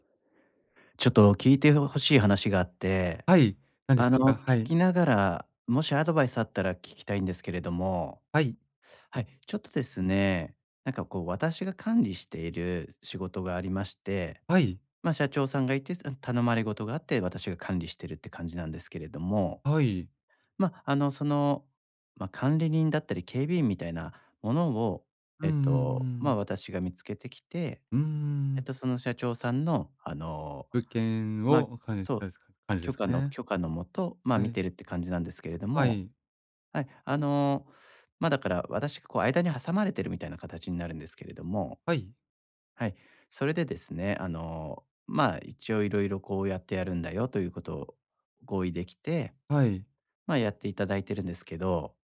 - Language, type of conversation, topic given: Japanese, advice, 職場で失った信頼を取り戻し、関係を再構築するにはどうすればよいですか？
- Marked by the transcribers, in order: none